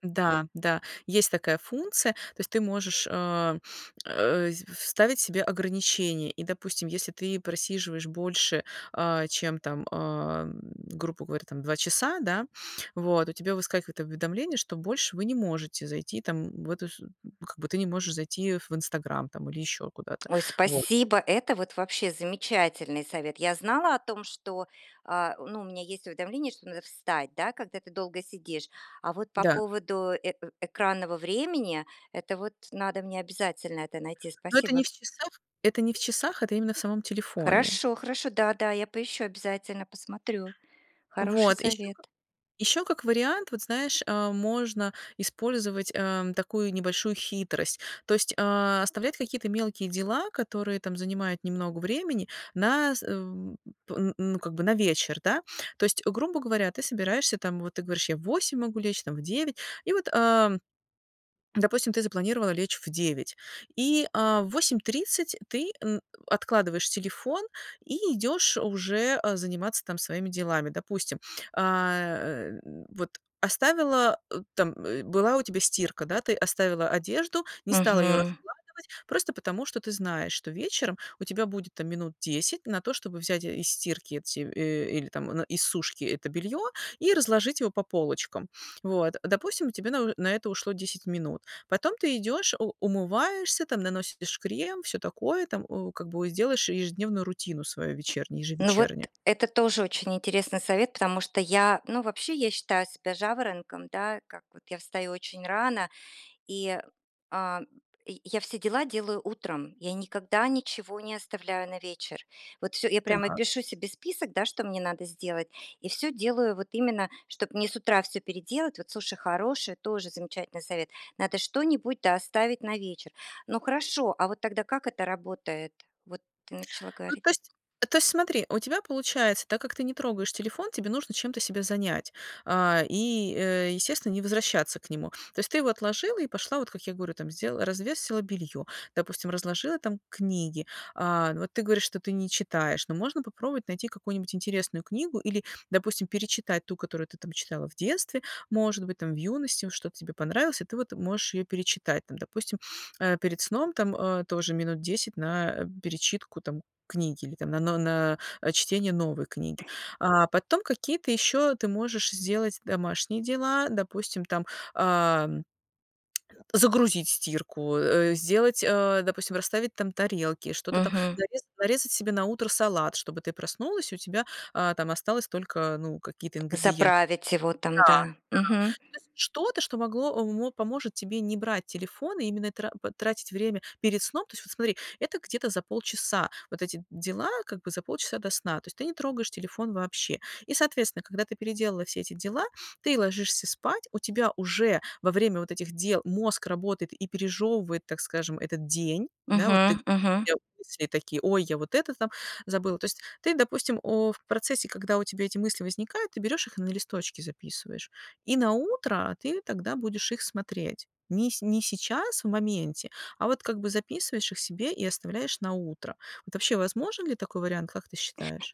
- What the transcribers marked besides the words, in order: lip smack; other background noise; tsk
- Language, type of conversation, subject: Russian, advice, Как сократить экранное время перед сном, чтобы быстрее засыпать и лучше высыпаться?